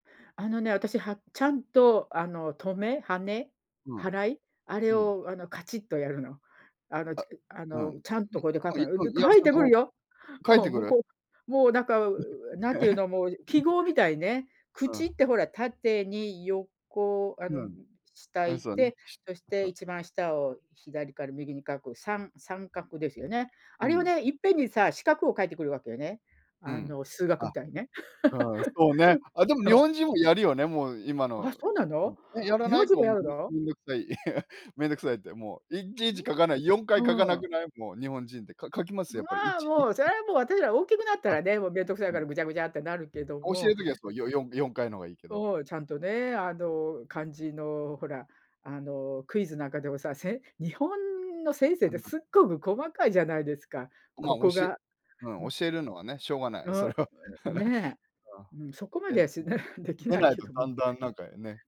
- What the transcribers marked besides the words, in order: unintelligible speech; laugh; laugh; laugh; other noise; laughing while speaking: "それは"; laugh; laughing while speaking: "しない。できないけど"
- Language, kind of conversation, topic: Japanese, unstructured, 科学は私たちの生活をどのように変えたと思いますか？